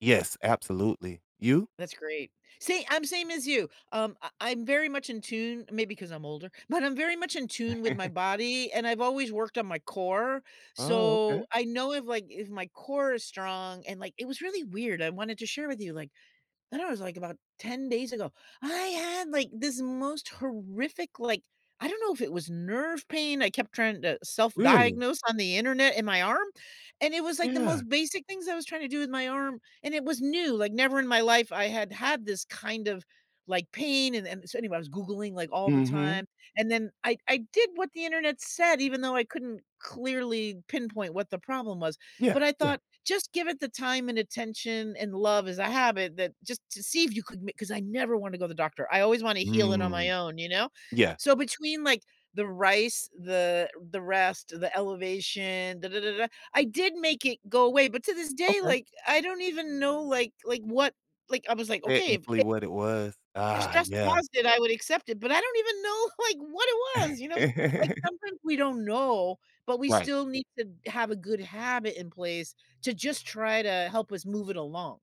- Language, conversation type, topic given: English, unstructured, What small habits help me feel grounded during hectic times?
- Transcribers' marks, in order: laugh; stressed: "I had"; other noise; stressed: "know"; laugh; laughing while speaking: "like"